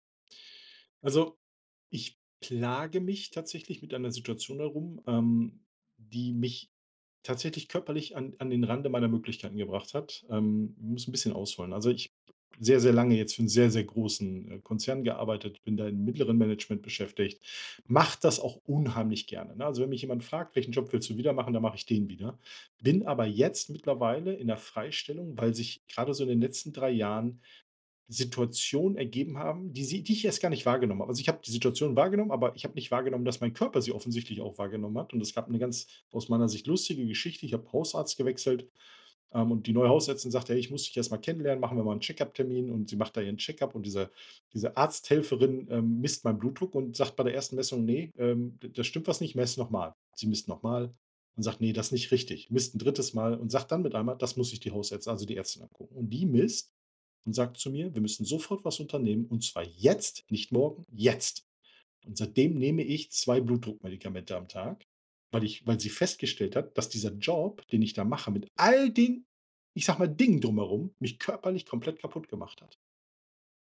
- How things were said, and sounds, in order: stressed: "jetzt"; stressed: "jetzt"; stressed: "jetzt"; stressed: "Job"; stressed: "all den"
- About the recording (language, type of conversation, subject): German, advice, Wie äußern sich bei dir Burnout-Symptome durch lange Arbeitszeiten und Gründerstress?